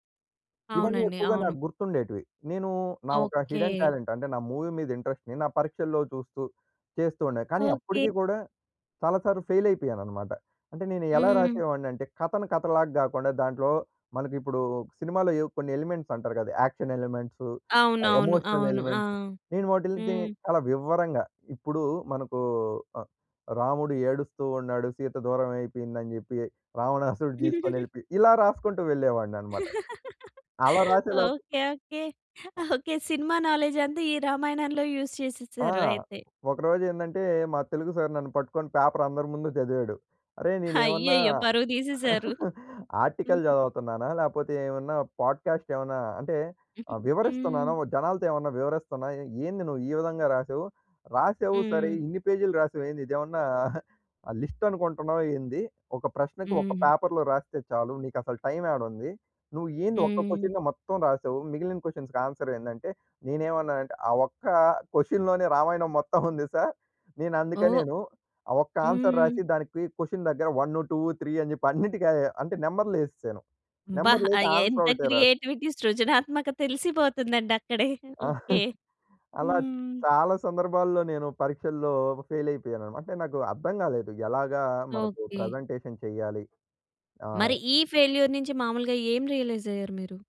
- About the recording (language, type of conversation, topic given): Telugu, podcast, పరీక్షలో పడిపోయిన తర్వాత మీరు ఏ మార్పులు చేసుకున్నారు?
- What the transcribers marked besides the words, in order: in English: "హిడెన్ టాలెంట్"; in English: "ఇంట్రెస్ట్‌ని"; in English: "ఫెయిల్"; other background noise; in English: "ఎలిమెంట్స్"; in English: "యాక్షన్ ఎలిమెంట్స్, ఎమోషనల్ ఎలిమెంట్స్"; other noise; chuckle; giggle; laugh; in English: "నాలెడ్జ్"; in English: "యూస్"; in English: "పేపర్"; chuckle; in English: "ఆర్టికల్"; in English: "పాడ్‌కాస్ట్"; chuckle; in English: "లిస్ట్"; in English: "పేపర్‌లో"; in English: "క్వశన్స్‌కి ఆన్సర్"; chuckle; in English: "ఆన్సర్"; in English: "క్వశన్"; in English: "వన్ టూ త్రీ"; chuckle; joyful: "అబ్బా! ఆ ఎంత క్రియేటివిటీ సృజనాత్మక తెలిసిపోతుందండి అక్కడే! ఓకే! హ్మ్"; in English: "ఆన్సర్"; in English: "క్రియేటివిటీ"; chuckle; in English: "ఫెయిల్"; in English: "ప్రజెంటేషన్"; in English: "ఫెయిల్యూర్"; in English: "రియలైజ్"